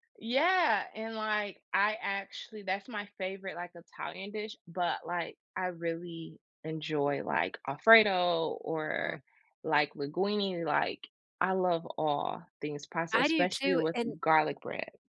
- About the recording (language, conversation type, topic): English, unstructured, What simple, feel-good meals boost your mood and energy, and what memories make them special?
- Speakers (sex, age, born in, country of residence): female, 30-34, United States, United States; female, 50-54, United States, United States
- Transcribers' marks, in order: none